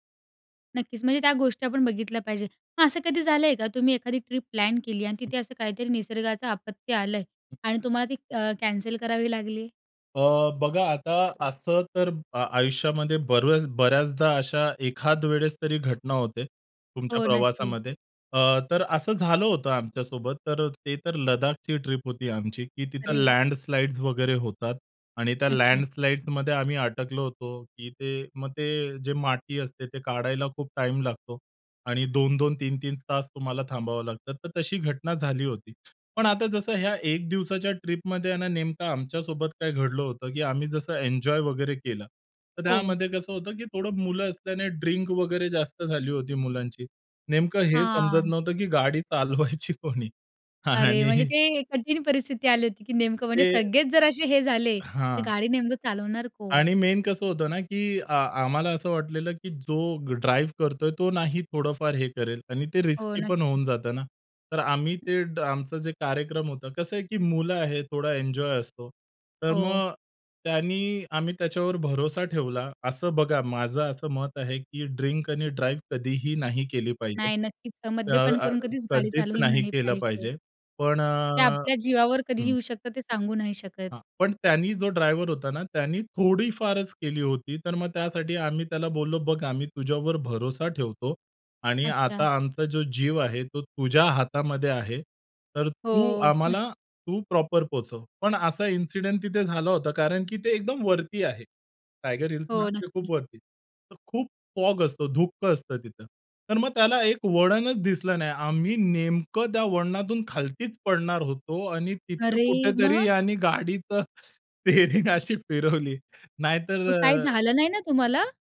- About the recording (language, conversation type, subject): Marathi, podcast, एका दिवसाच्या सहलीची योजना तुम्ही कशी आखता?
- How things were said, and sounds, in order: tapping; other background noise; in English: "लँडस्लाइड्स"; in English: "लँडस्लाइडमध्ये"; "माती" said as "माटी"; laughing while speaking: "चालवायची कोणी आणि"; in English: "मेन"; in English: "रिस्की"; laughing while speaking: "चालवली"; chuckle; in English: "प्रॉपर"; in English: "इन्सिडेंट"; in English: "फॉग"; surprised: "अरे! मग?"; laughing while speaking: "स्टीअरींग अशी फिरवली"